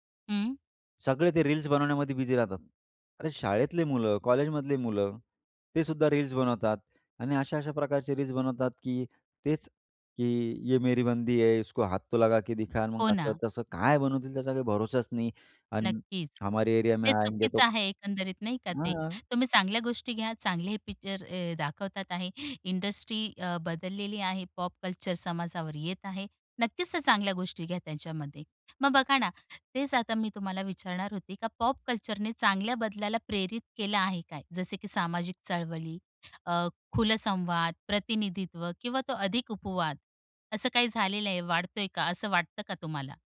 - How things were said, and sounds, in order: in Hindi: "ये मेरी बंदी है, इसको हाथ तो लगा के दिखा"; in Hindi: "हमारे एरिया में आएंगे तो"; in English: "इंडस्ट्री"; in English: "पॉप कल्चर"; in English: "पॉप कल्चरने"; other background noise
- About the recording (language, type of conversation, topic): Marathi, podcast, पॉप संस्कृतीने समाजावर कोणते बदल घडवून आणले आहेत?